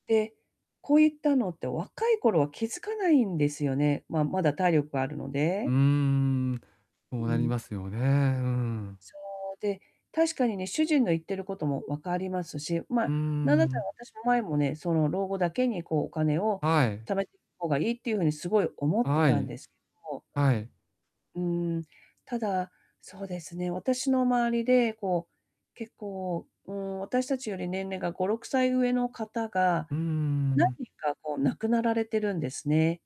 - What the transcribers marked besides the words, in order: distorted speech
- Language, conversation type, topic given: Japanese, advice, 短期的な利益と長期的な目標は、どちらを優先すべきですか？